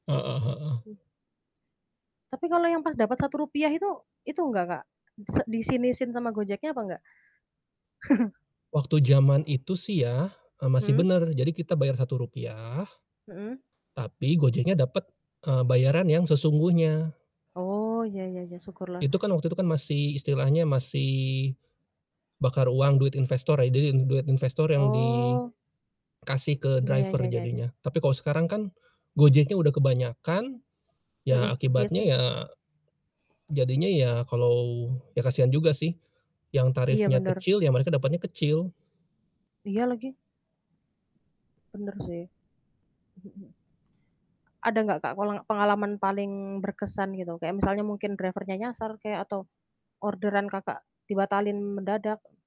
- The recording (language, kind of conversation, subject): Indonesian, podcast, Bisa ceritakan pengalamanmu menggunakan layanan ojek atau taksi daring?
- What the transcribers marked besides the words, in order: tapping; other background noise; chuckle; in English: "driver"; in English: "driver-nya"